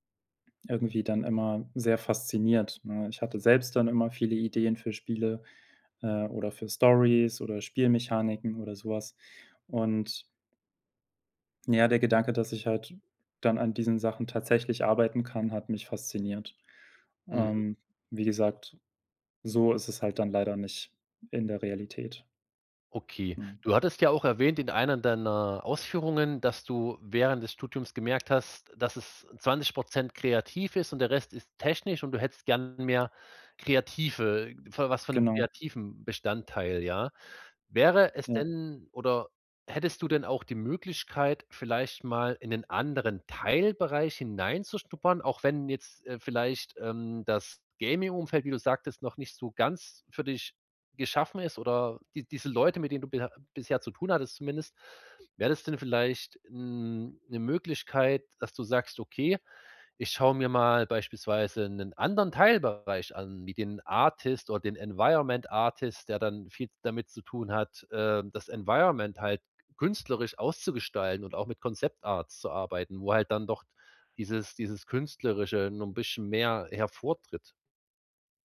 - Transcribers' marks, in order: in English: "Environment Artist"; in English: "Environment"; in English: "Concept Arts"
- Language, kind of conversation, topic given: German, advice, Berufung und Sinn im Leben finden
- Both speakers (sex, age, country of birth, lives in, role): male, 25-29, Germany, Germany, user; male, 30-34, Germany, Germany, advisor